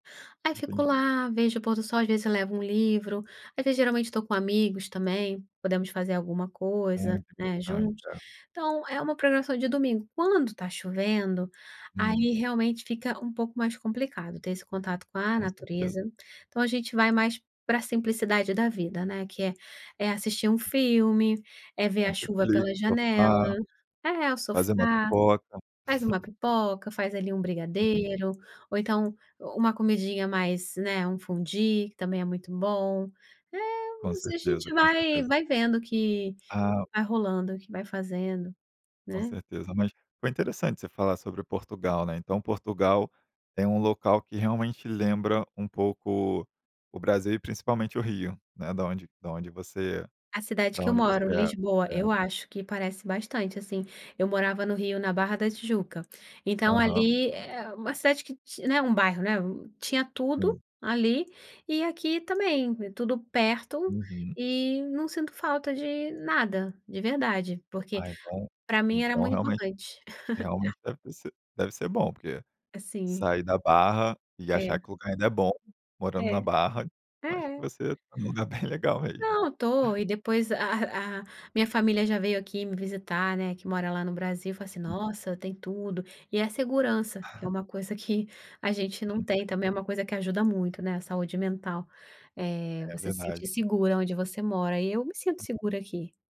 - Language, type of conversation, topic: Portuguese, podcast, Como a simplicidade pode melhorar a saúde mental e fortalecer o contato com a natureza?
- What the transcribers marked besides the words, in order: chuckle; laugh